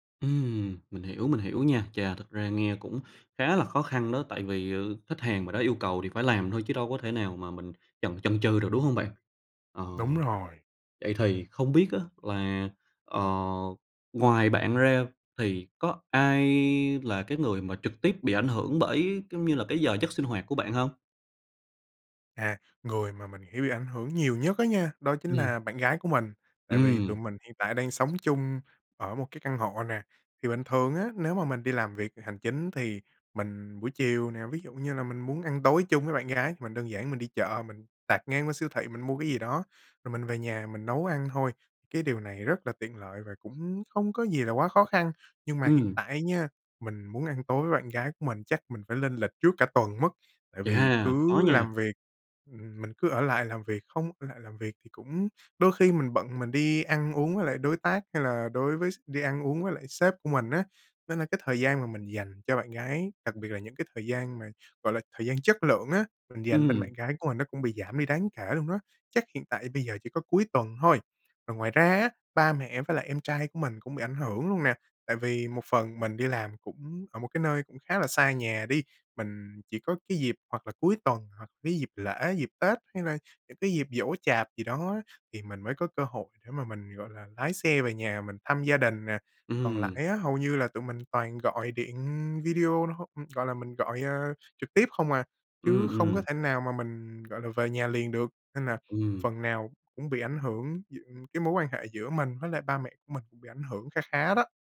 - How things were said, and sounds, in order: tapping
- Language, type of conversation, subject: Vietnamese, advice, Làm thế nào để đặt ranh giới rõ ràng giữa công việc và gia đình?